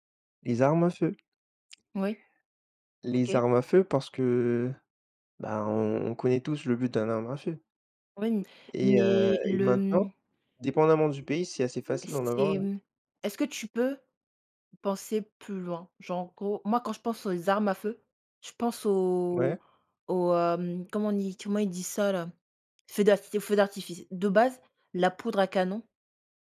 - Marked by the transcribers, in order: tapping; other background noise
- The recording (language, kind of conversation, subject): French, unstructured, Quelle invention scientifique a le plus changé le monde, selon toi ?